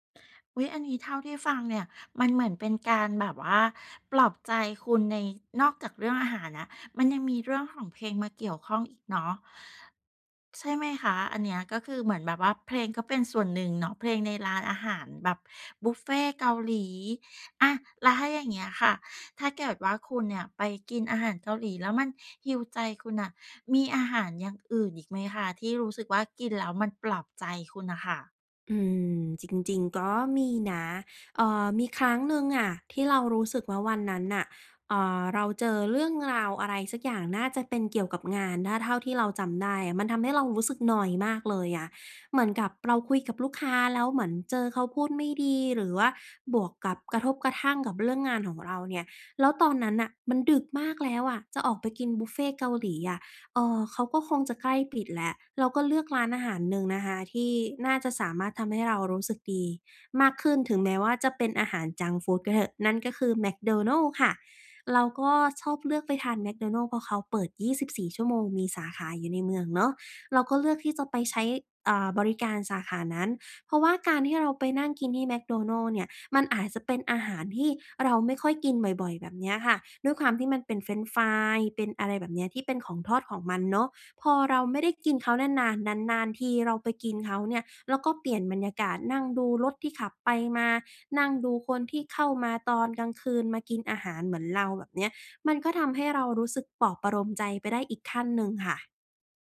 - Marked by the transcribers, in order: tapping; in English: "Heal"
- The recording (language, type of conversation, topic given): Thai, podcast, ในช่วงเวลาที่ย่ำแย่ คุณมีวิธีปลอบใจตัวเองอย่างไร?